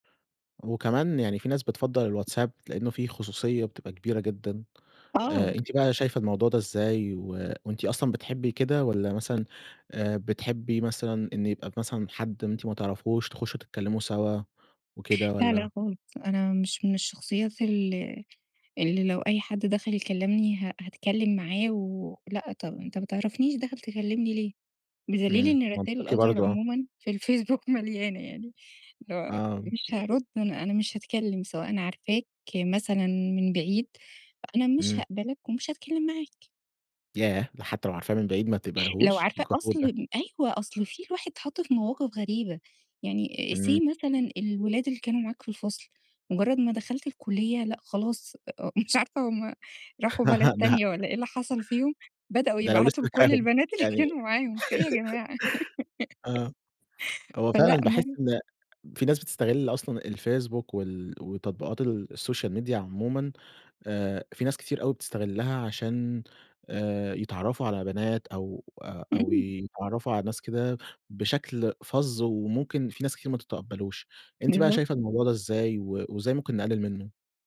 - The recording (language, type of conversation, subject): Arabic, podcast, أكتر تطبيق على موبايلك ما تقدرش تستغنى عنه وليه؟
- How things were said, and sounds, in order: tapping; in English: "الOther"; laughing while speaking: "الفيسبوك مليانة يعني"; in English: "say"; laughing while speaking: "مش عارفة هم راحوا بلد … إيه يا جماعة؟"; giggle; laughing while speaking: "ده"; giggle; giggle; in English: "السوشيال ميديا"